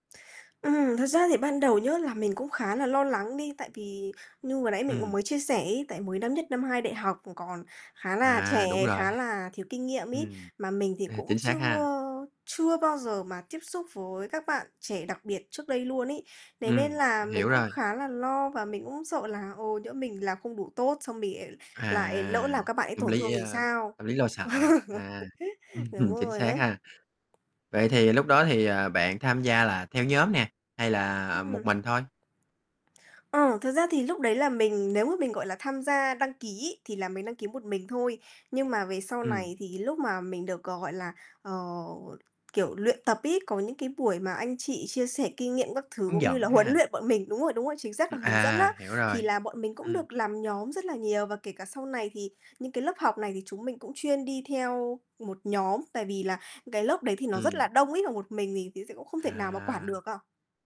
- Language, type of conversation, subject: Vietnamese, podcast, Bạn có thể chia sẻ trải nghiệm của mình khi tham gia một hoạt động tình nguyện không?
- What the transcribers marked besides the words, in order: unintelligible speech; tapping; unintelligible speech; chuckle; static; other background noise